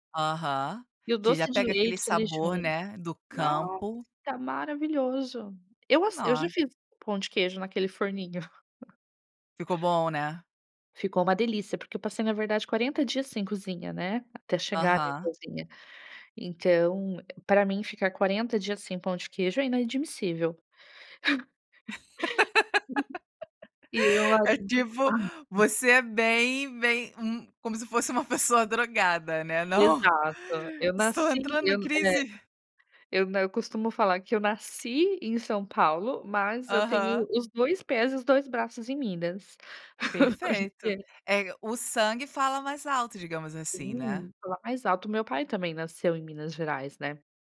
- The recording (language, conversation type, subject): Portuguese, podcast, Como você começou a gostar de cozinhar?
- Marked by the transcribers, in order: chuckle; laugh; laugh; unintelligible speech; put-on voice: "Não, Estou entrando em crise"; laugh; unintelligible speech